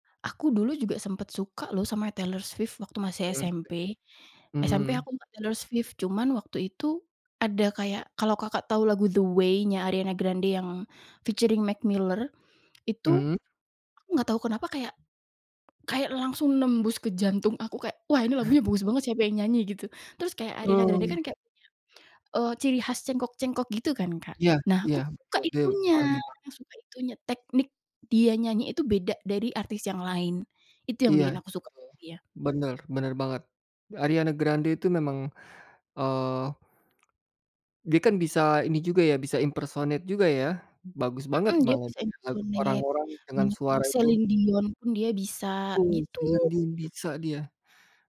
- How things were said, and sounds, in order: tongue click; tapping; other background noise; unintelligible speech; unintelligible speech; unintelligible speech
- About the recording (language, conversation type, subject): Indonesian, podcast, Bagaimana kamu tetap terbuka terhadap musik baru?